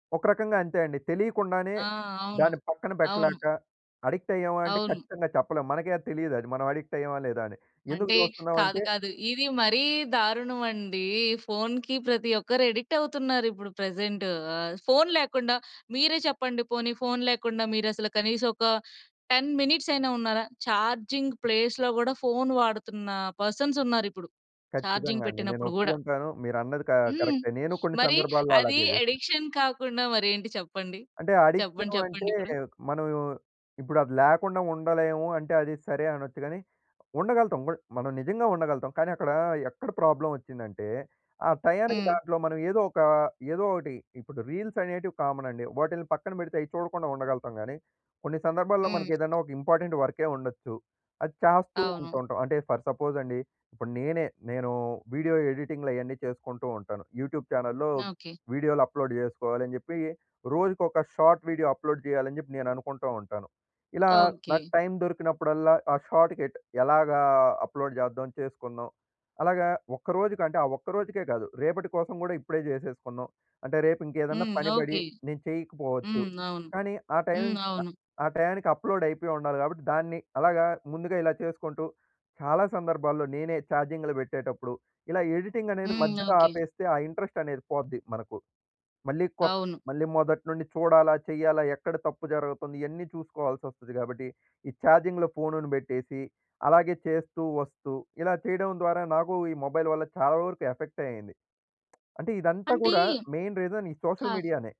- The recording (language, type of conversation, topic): Telugu, podcast, సోషల్ మీడియా చూసిన తర్వాత మీ ఉదయం మూడ్ మారుతుందా?
- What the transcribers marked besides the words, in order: in English: "టెన్"; in English: "చార్జింగ్ ప్లేస్‌లో"; in English: "పర్సన్స్"; in English: "చార్జింగ్"; in English: "ఎడిక్షన్"; tapping; other background noise; in English: "ఇంపార్టెంట్"; in English: "ఫర్"; in English: "వీడియో"; in English: "యూట్యూబ్ చానెల్‌లో"; in English: "అప్‌లోడ్"; in English: "షార్ట్ వీడియో అప్‌లోడ్"; in English: "షార్ట్"; in English: "అప్‌లోడ్"; in English: "చార్జింగ్‌లు"; in English: "చార్జింగ్‌లో"; in English: "మొబైల్"; in English: "మెయిన్ రీజన్"; in English: "సోషల్"